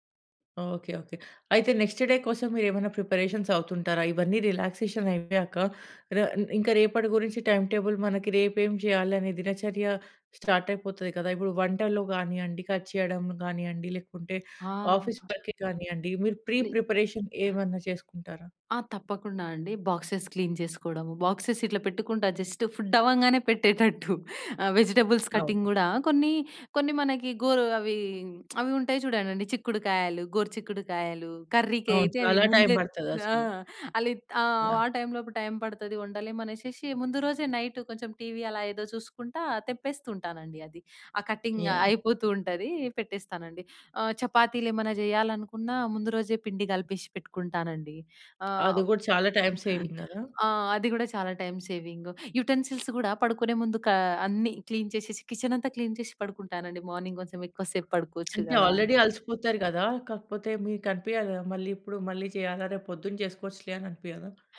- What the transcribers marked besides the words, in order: in English: "నెక్స్ట్ డే"; in English: "ప్రిపరేషన్స్"; in English: "టైమ్ టేబుల్"; in English: "కట్"; in English: "ఆఫీస్"; in English: "ప్రీ ప్రిపరేషన్"; in English: "బాక్సెస్ క్లీన్"; in English: "బాక్సెస్"; in English: "ఫుడ్"; chuckle; in English: "వెజిటెబుల్స్ కట్టింగ్"; lip smack; in English: "టైమ్"; in English: "టైమ్"; in English: "టైమ్"; in English: "కటింగ్"; tapping; in English: "టైమ్ సేవింగ్"; in English: "టైమ్"; in English: "యుటెన్సిల్స్"; in English: "క్లీన్"; in English: "క్లీన్"; in English: "మార్నింగ్"; in English: "ఆల్రెడీ"
- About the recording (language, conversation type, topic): Telugu, podcast, పని తరువాత సరిగ్గా రిలాక్స్ కావడానికి మీరు ఏమి చేస్తారు?